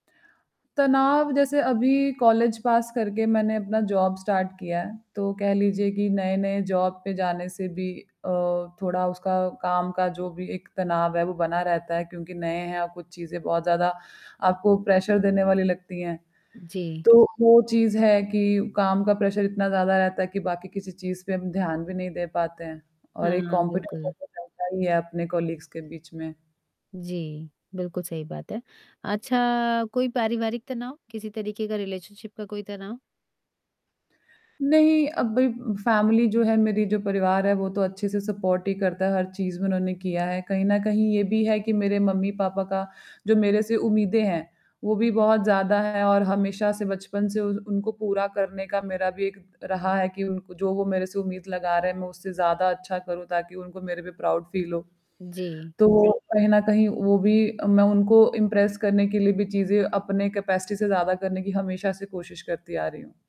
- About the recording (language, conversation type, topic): Hindi, advice, आप अपनी छोटी-छोटी जीतों को क्यों नहीं मान पाते और आपको जलन क्यों महसूस होती है?
- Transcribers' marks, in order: static; in English: "जॉब स्टार्ट"; in English: "जॉब"; in English: "प्रेशर"; in English: "प्रेशर"; in English: "कॉलीग्स"; in English: "रिलेशनशिप"; in English: "फैमिली"; in English: "सपोर्ट"; in English: "प्राउड फील"; distorted speech; in English: "इम्प्रेस"; in English: "कैपेसिटी"